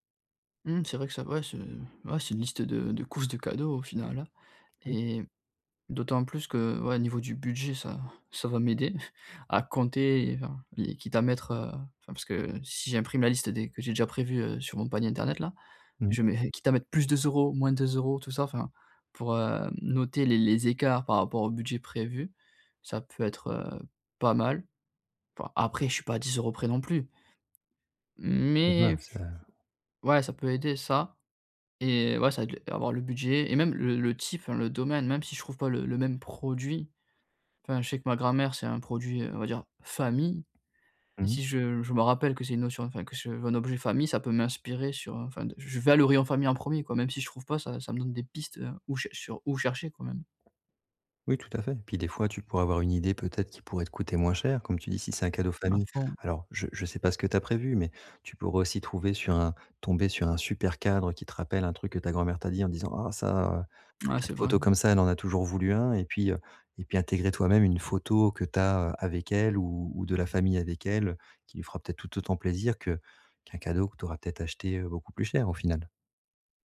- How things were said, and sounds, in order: chuckle; unintelligible speech; stressed: "famille"
- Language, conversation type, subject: French, advice, Comment gérer la pression financière pendant les fêtes ?